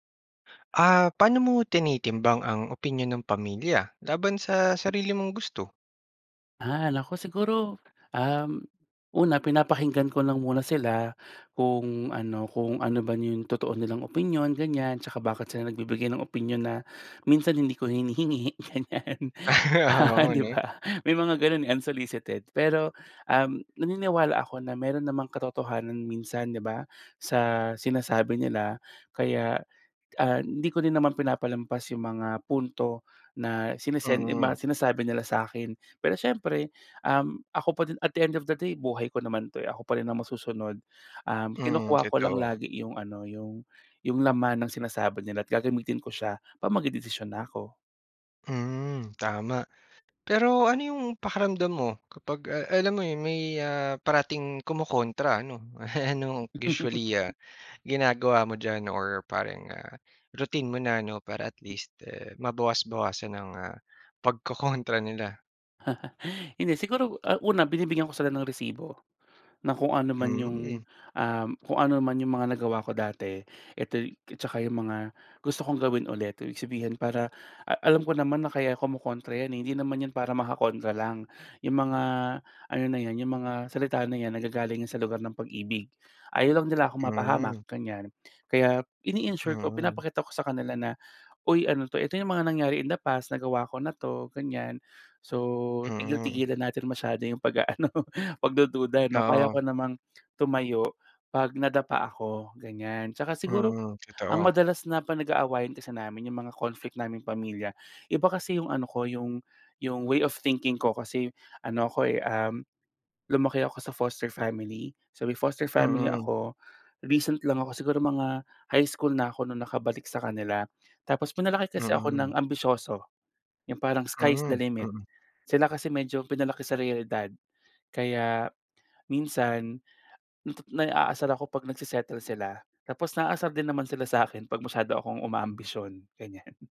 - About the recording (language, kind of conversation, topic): Filipino, podcast, Paano mo tinitimbang ang opinyon ng pamilya laban sa sarili mong gusto?
- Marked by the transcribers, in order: tapping; laughing while speaking: "ganyan, 'di ba?"; laugh; laugh; laugh; in English: "way of thinking"; in English: "foster family"; in English: "foster family ako"; in English: "sky is the limit"; chuckle